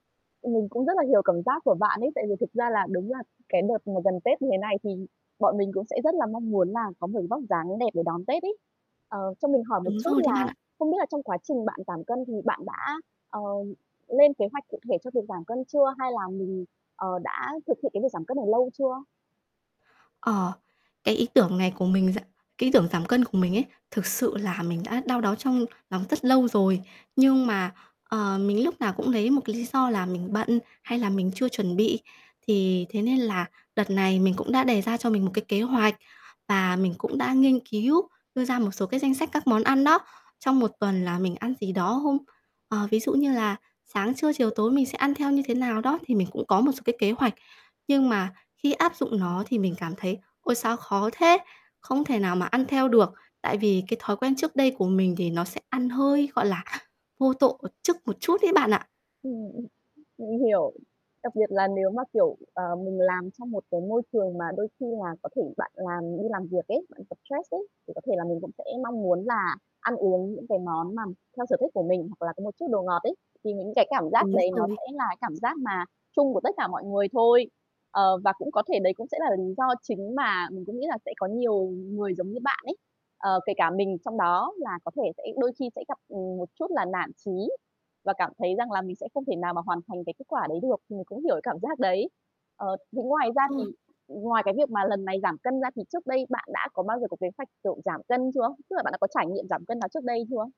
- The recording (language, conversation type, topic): Vietnamese, advice, Vì sao bạn liên tục thất bại khi cố gắng duy trì thói quen ăn uống lành mạnh?
- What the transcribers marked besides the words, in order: other background noise; tapping; background speech; chuckle; laughing while speaking: "giác đấy"